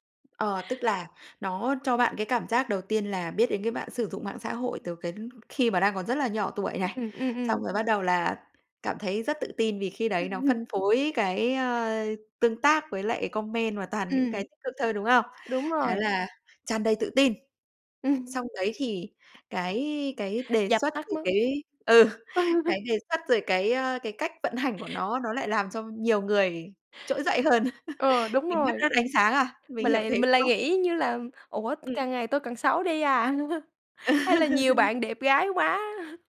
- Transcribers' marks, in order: tapping; laughing while speaking: "Ừm!"; other background noise; in English: "comment"; laugh; chuckle; laugh; laugh; laugh
- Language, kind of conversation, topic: Vietnamese, podcast, Bạn nghĩ mạng xã hội ảnh hưởng đến sự tự tin như thế nào?